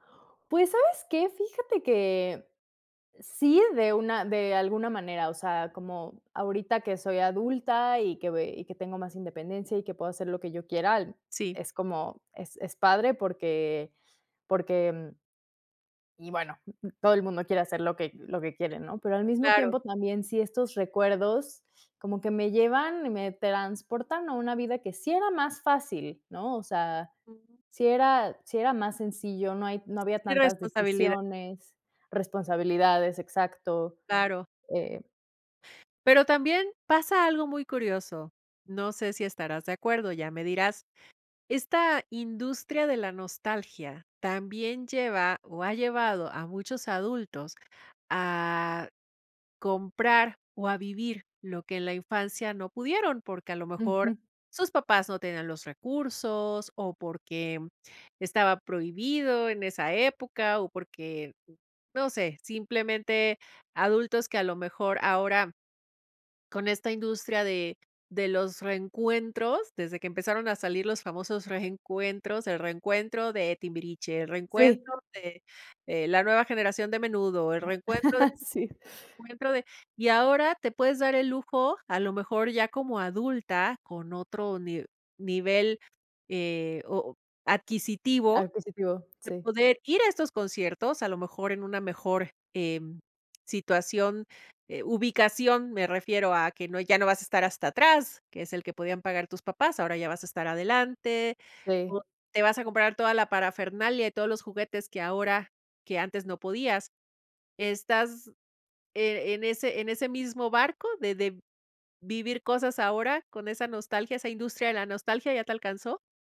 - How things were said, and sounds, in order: other background noise; giggle
- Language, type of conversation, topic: Spanish, podcast, ¿Cómo influye la nostalgia en ti al volver a ver algo antiguo?